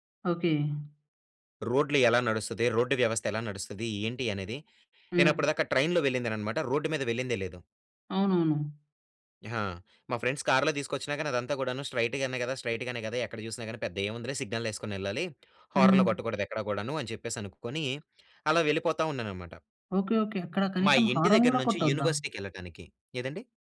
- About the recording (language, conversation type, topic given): Telugu, podcast, విదేశీ నగరంలో భాష తెలియకుండా తప్పిపోయిన అనుభవం ఏంటి?
- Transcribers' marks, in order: in English: "ట్రైన్‌లో"; in English: "ఫ్రెండ్స్ కార్‌లో"; in English: "స్ట్రయిట్"; in English: "స్ట్రయిట్"; in English: "సిగ్నల్"; in English: "హారన్"